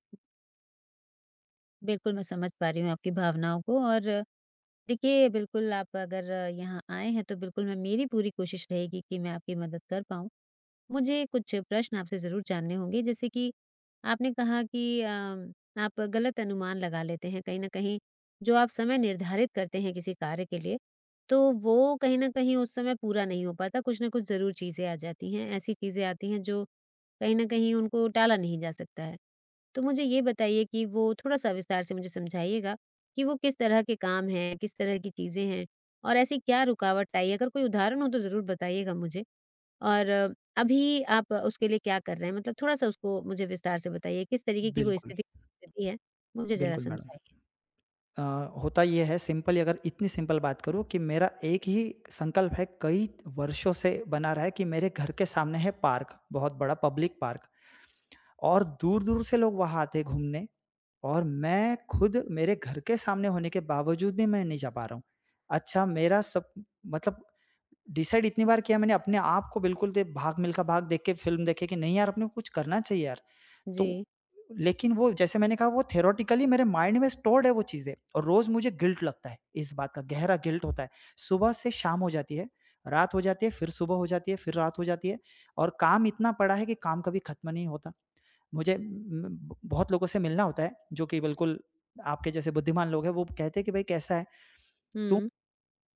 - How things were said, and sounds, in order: other background noise; in English: "सिम्पली"; in English: "सिंपल"; in English: "पब्लिक पार्क"; in English: "डीसाइड"; in English: "थियोरेटिकली"; in English: "माइंड"; in English: "स्टोर्ड"; in English: "गिल्ट"; in English: "गिल्ट"
- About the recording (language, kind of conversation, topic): Hindi, advice, आप समय का गलत अनुमान क्यों लगाते हैं और आपकी योजनाएँ बार-बार क्यों टूट जाती हैं?